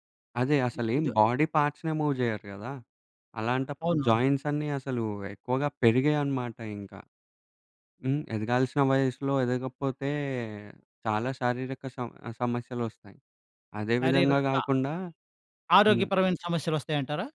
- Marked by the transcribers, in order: in English: "బాడీ పార్ట్స్‌నే మూవ్"; in English: "జాయింట్స్"
- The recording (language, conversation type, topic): Telugu, podcast, చిన్న పిల్లలకి స్క్రీన్ టైమ్ నియమాలు ఎలా సెట్ చేసావు?